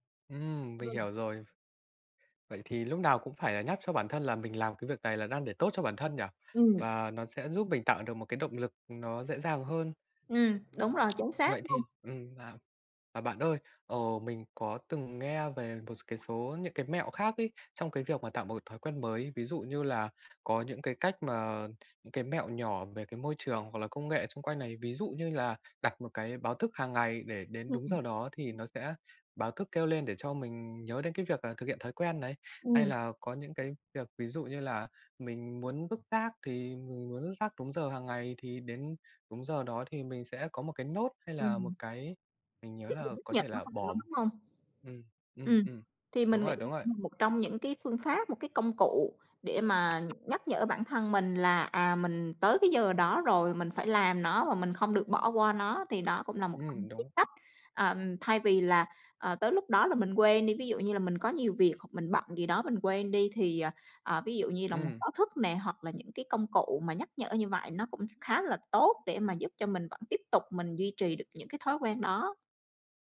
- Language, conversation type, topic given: Vietnamese, podcast, Bạn làm thế nào để bắt đầu một thói quen mới dễ dàng hơn?
- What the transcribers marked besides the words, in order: tapping; other background noise; in English: "note"